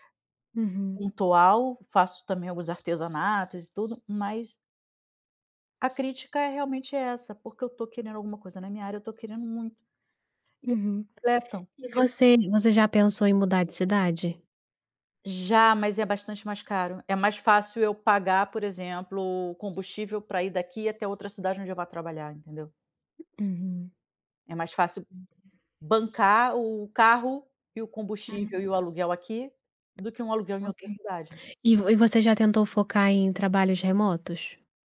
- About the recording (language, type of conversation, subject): Portuguese, advice, Como lidar com as críticas da minha família às minhas decisões de vida em eventos familiares?
- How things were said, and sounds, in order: other background noise; unintelligible speech; tapping